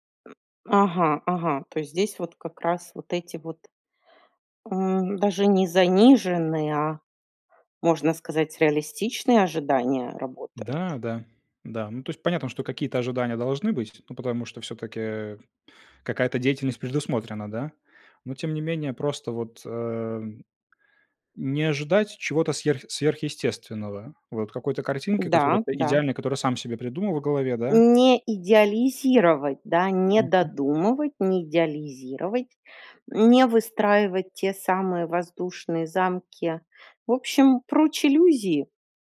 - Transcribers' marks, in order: other background noise
- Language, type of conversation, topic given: Russian, podcast, Какой совет от незнакомого человека ты до сих пор помнишь?